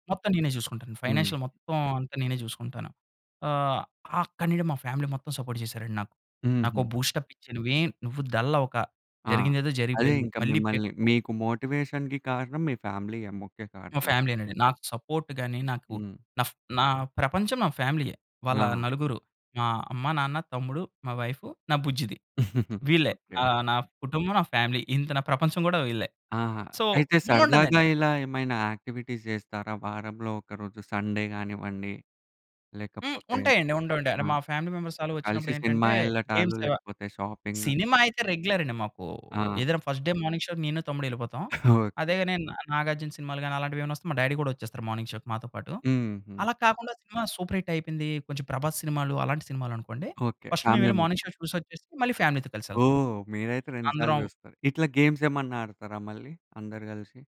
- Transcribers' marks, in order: in English: "ఫైనాన్షియల్"; in English: "ఫ్యామిలీ"; in English: "సపోర్ట్"; in English: "బూస్టప్"; in English: "మోటివేషన్‌కి"; in English: "సపోర్ట్"; chuckle; in English: "ఫ్యామిలీ"; in English: "సో"; in English: "యాక్టివిటీస్"; in English: "సండే"; in English: "ఫ్యామిలీ మెంబర్స్"; in English: "రెగ్యులర్"; in English: "ఫస్ట్ డే మార్నింగ్ షో‌కి"; chuckle; in English: "డ్యాడీ"; in English: "మార్నింగ్ షో‌కి"; in English: "సూపర్ హిట్"; in English: "ఫ్యామిలీ"; in English: "ఫస్ట్"; in English: "మార్నింగ్ షో"; in English: "ఫ్యామిలీ‌తో"
- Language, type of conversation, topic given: Telugu, podcast, కుటుంబంతో గడిపే సమయం మీకు ఎందుకు ముఖ్యంగా అనిపిస్తుంది?